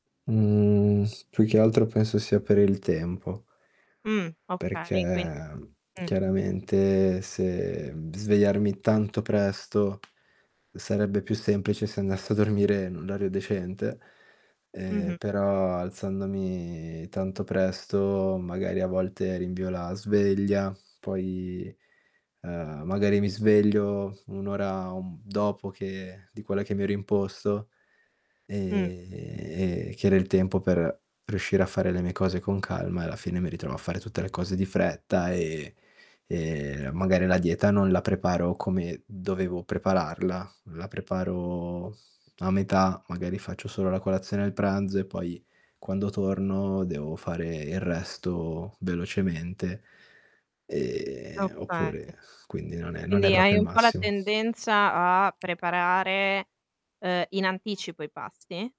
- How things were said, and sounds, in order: drawn out: "Mhmm"; distorted speech; tapping; static; drawn out: "ehm"; drawn out: "Ehm"; "proprio" said as "propio"; background speech
- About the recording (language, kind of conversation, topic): Italian, advice, Quali difficoltà incontri nel creare e mantenere una routine giornaliera efficace?